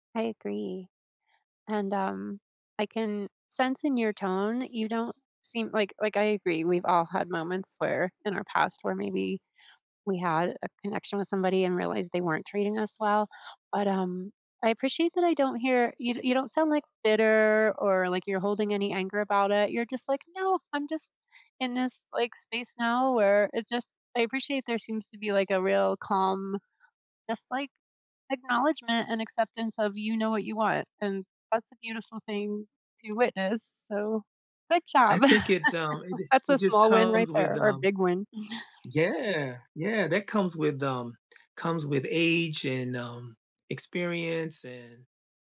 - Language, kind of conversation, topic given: English, unstructured, What is your favorite way to celebrate small wins?
- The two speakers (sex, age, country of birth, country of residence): female, 55-59, United States, United States; male, 55-59, United States, United States
- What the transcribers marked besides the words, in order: tapping; laugh